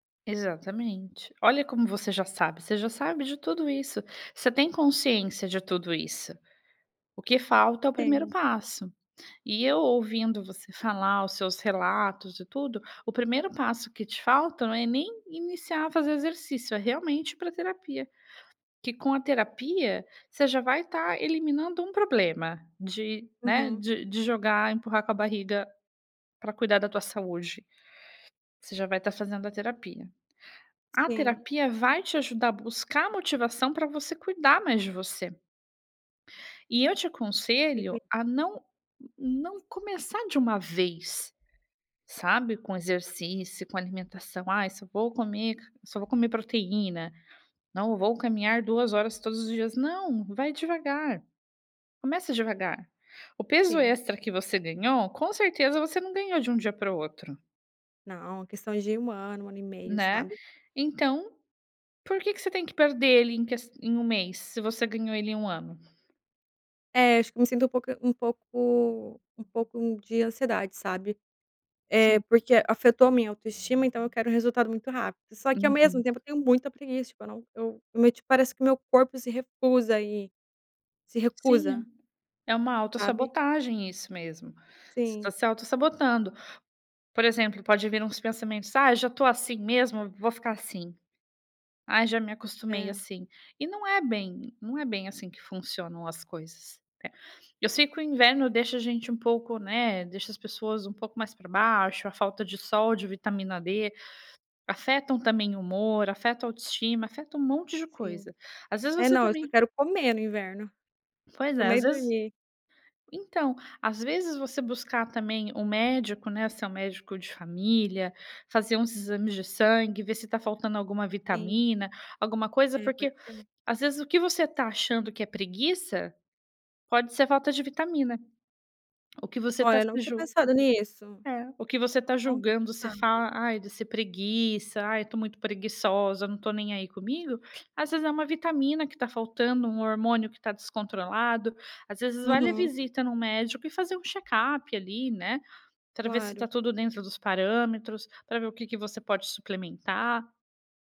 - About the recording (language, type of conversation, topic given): Portuguese, advice, Por que você inventa desculpas para não cuidar da sua saúde?
- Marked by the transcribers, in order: tapping